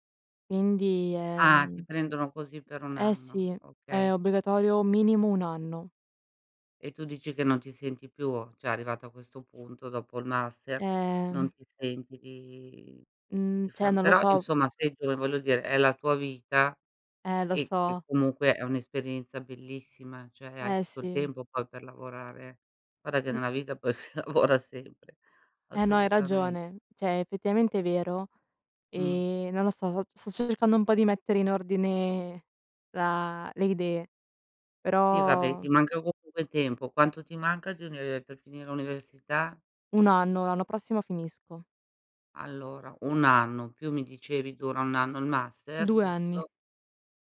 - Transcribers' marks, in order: other background noise; "cioè" said as "ceh"; "cioè" said as "ceh"; "cioè" said as "ceh"; laughing while speaking: "si lavora"; "Cioè" said as "ceh"
- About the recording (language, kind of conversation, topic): Italian, unstructured, Qual è il viaggio che avresti voluto fare, ma che non hai mai potuto fare?